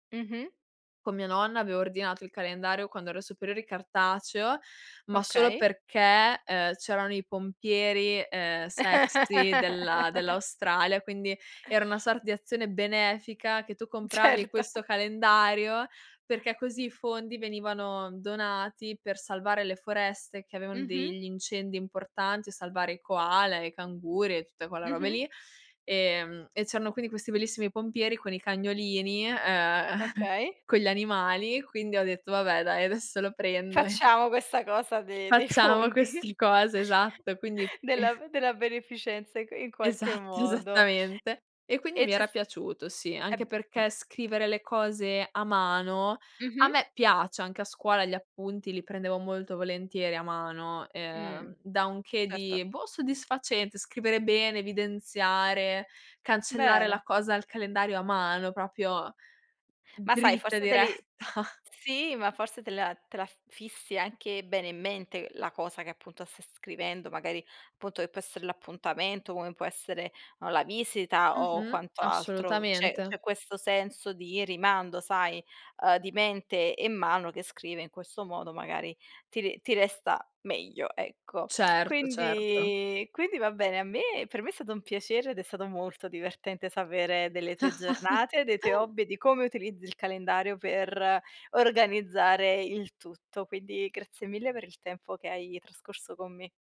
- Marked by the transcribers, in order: laugh; sigh; laughing while speaking: "Certo"; other background noise; tapping; laughing while speaking: "fondi"; chuckle; laughing while speaking: "Esatto, esattamente"; laughing while speaking: "diretta"; chuckle
- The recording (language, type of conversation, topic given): Italian, podcast, Come programmi la tua giornata usando il calendario?